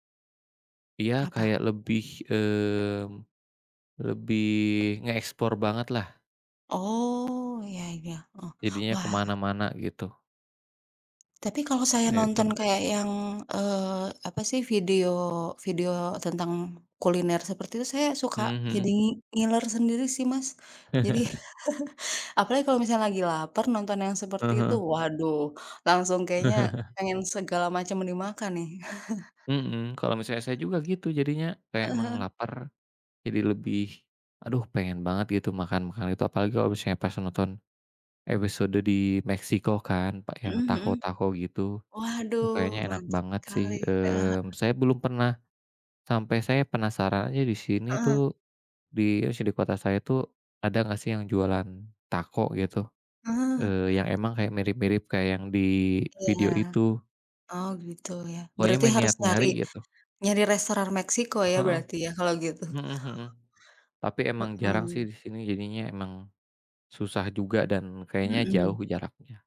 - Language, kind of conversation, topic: Indonesian, unstructured, Apa cara favorit Anda untuk bersantai setelah hari yang panjang?
- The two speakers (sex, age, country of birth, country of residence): female, 35-39, Indonesia, Indonesia; male, 35-39, Indonesia, Indonesia
- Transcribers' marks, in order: unintelligible speech; chuckle; laugh; chuckle; laugh; unintelligible speech; other background noise